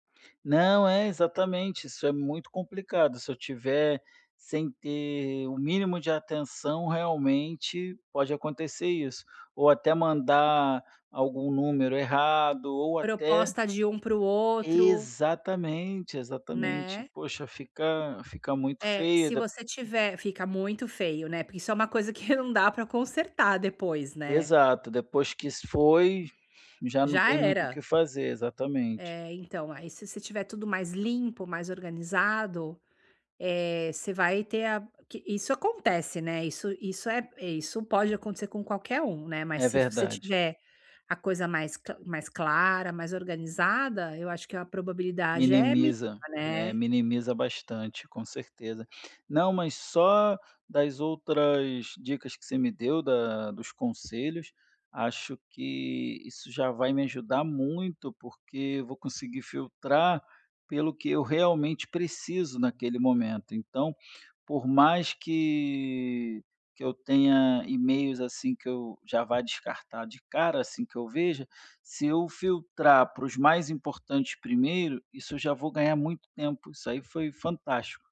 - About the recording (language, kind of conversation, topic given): Portuguese, advice, Como posso organizar melhor meus arquivos digitais e e-mails?
- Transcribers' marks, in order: other background noise; tapping